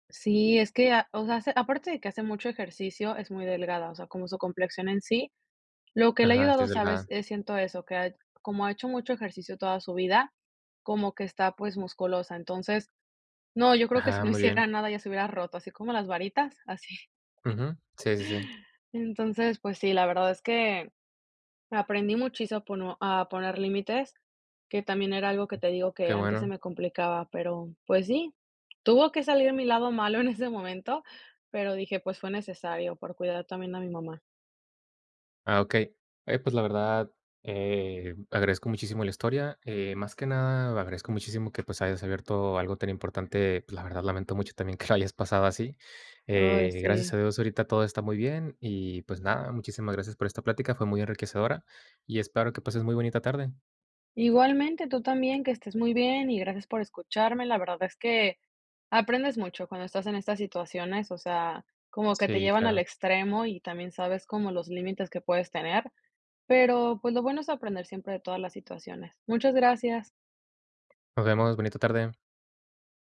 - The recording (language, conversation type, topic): Spanish, podcast, ¿Cómo te transformó cuidar a alguien más?
- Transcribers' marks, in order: laughing while speaking: "así"; other background noise; laughing while speaking: "ese"; laughing while speaking: "que lo"